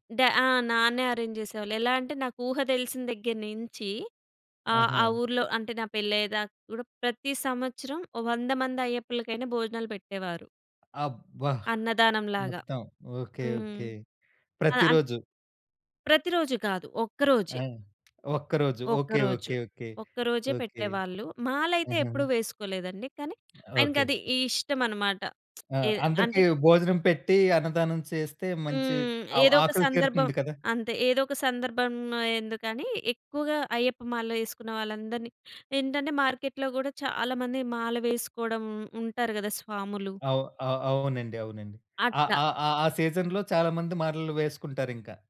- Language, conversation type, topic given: Telugu, podcast, పండగలకు సిద్ధమయ్యే సమయంలో ఇంటి పనులు ఎలా మారుతాయి?
- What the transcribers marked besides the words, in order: in English: "అరేంజ్"; tapping; lip smack; in English: "సీజన్‌లో"